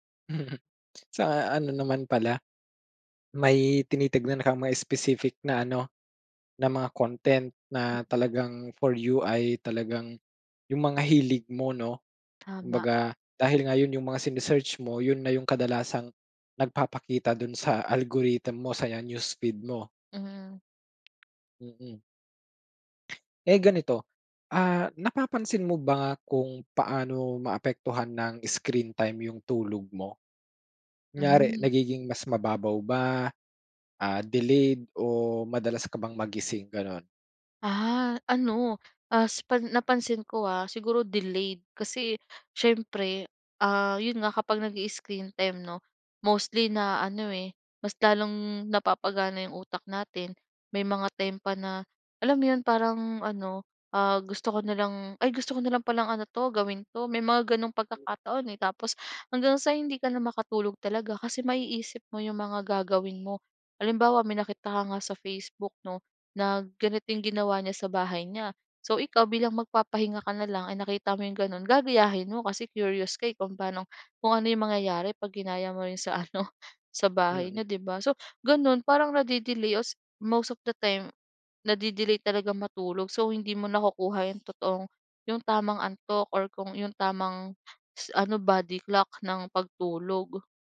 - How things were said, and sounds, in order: tapping; in English: "for you"; in English: "algorithm"; in English: "newsfeed"; other background noise; other noise; gasp; in English: "most of the time, nade-delay"; in English: "body clock"
- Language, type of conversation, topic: Filipino, podcast, Ano ang karaniwan mong ginagawa sa telepono mo bago ka matulog?